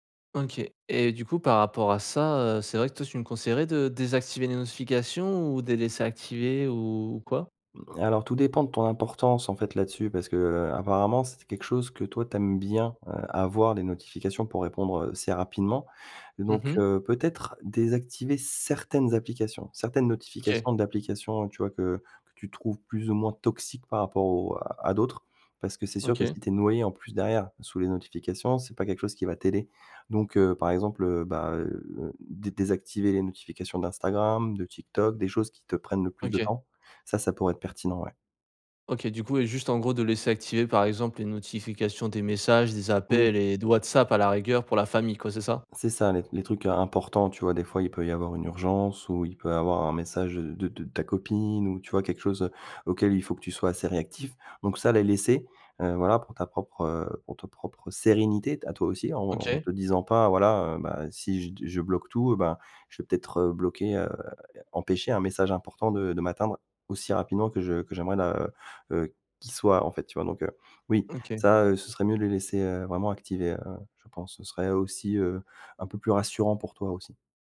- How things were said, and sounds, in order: stressed: "certaines"; other background noise
- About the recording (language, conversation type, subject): French, advice, Comment les distractions constantes de votre téléphone vous empêchent-elles de vous concentrer ?